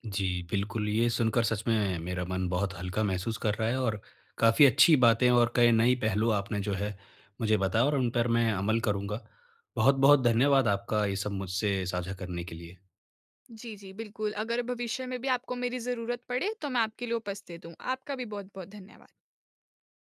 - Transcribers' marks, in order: none
- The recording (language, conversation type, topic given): Hindi, advice, सामाजिक आयोजनों में मैं अधिक आत्मविश्वास कैसे महसूस कर सकता/सकती हूँ?